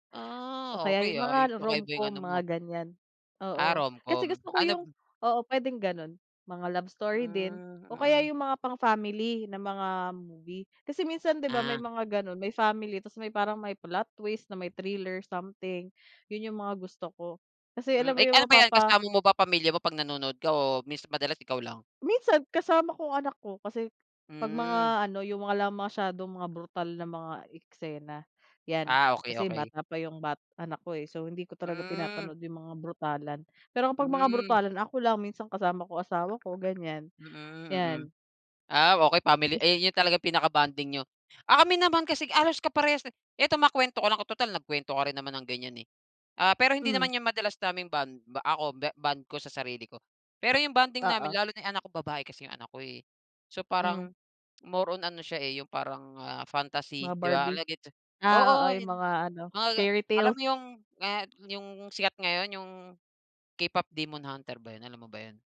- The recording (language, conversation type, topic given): Filipino, unstructured, Anong libangan ang pinakagusto mong gawin kapag may libre kang oras?
- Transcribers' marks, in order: other background noise; tapping